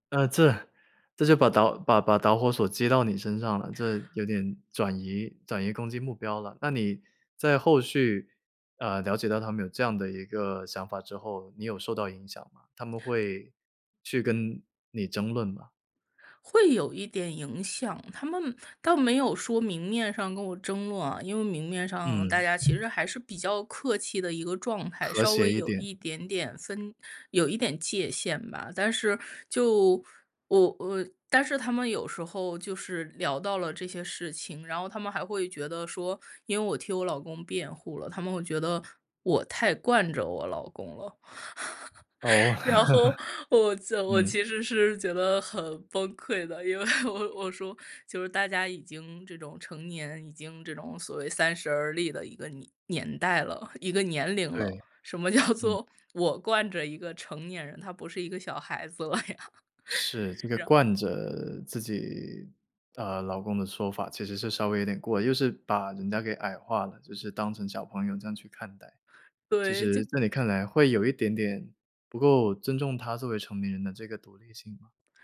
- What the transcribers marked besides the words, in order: tapping; other background noise; chuckle; laughing while speaking: "然后"; chuckle; laughing while speaking: "因为"; laughing while speaking: "叫做"; laughing while speaking: "了呀"; chuckle
- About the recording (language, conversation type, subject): Chinese, podcast, 当被家人情绪勒索时你怎么办？